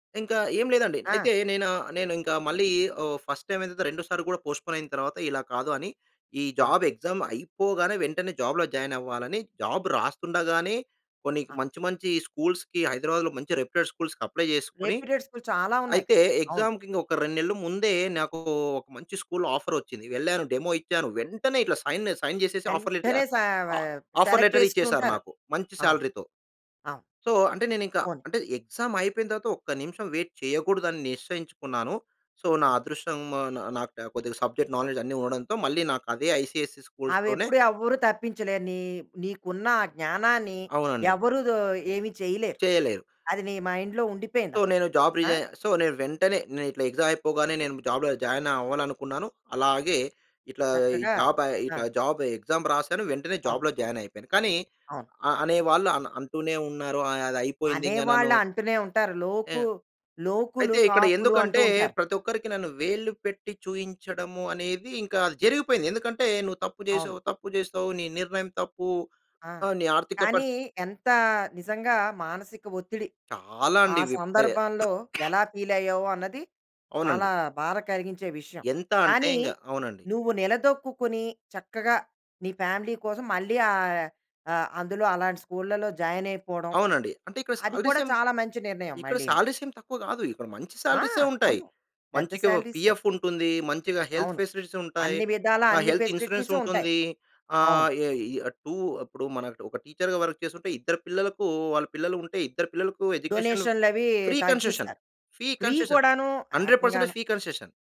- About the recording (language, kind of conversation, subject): Telugu, podcast, నీ జీవితంలో నువ్వు ఎక్కువగా పశ్చాత్తాపపడే నిర్ణయం ఏది?
- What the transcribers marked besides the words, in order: in English: "ఫస్ట్ టైమ్"; in English: "పోస్ట్‌పోన్"; in English: "జాబ్ ఎగ్జామ్"; in English: "జాబ్‌లో జాయిన్"; in English: "జాబ్"; in English: "స్కూల్స్‌కి"; in English: "రెప్యూటెడ్ స్కూల్స్‌కి అప్లై"; in English: "రెప్యూటెడ్ స్కూల్"; in English: "ఎగ్జామ్‌కి"; in English: "స్కూల్‌లో ఆఫర్"; in English: "డెమో"; in English: "సైన్, సైన్"; in English: "ఆఫర్"; in English: "సెలెక్ట్"; in English: "ఆఫర్ లెటర్"; in English: "సాలరీ‌తో"; in English: "సో"; in English: "ఎగ్జామ్"; in English: "వెయిట్"; in English: "సో"; horn; in English: "సబ్జెక్ట్ నాలెడ్జ్"; in English: "ఐసీఎస్‌ఈ స్కూల్స్‌లోనే"; in English: "మైండ్‌లో"; in English: "సో"; in English: "జాబ్ రిజైన్ సో"; in English: "ఎగ్జామ్"; in English: "జాబ్‌లో జాయిన్"; in English: "జాబ్ జా జాబ్ ఎక్సామ్"; in English: "జాబ్‌లో జాయిన్"; in English: "ఫీల్"; cough; in English: "ఫ్యామిలీ"; in English: "జాయిన్"; in English: "సాలరీస్"; in English: "సాలరీస్"; in English: "పిఎఫ్"; in English: "హెల్త్ ఫెసిలిటీస్"; in English: "హెల్త్ ఇన్స్యూరెన్స్"; in English: "ఫెసిలిటీస్"; in English: "టీచర్‌గా వర్క్"; in English: "ఎడ్యుకేషన్ ఫ్రీ కన్సెషన్. ఫీ కన్సెషన్ హండ్రెడ్ పర్సెంటేజ్ ఫీ కన్సెషన్"; in English: "ఫ్రీ"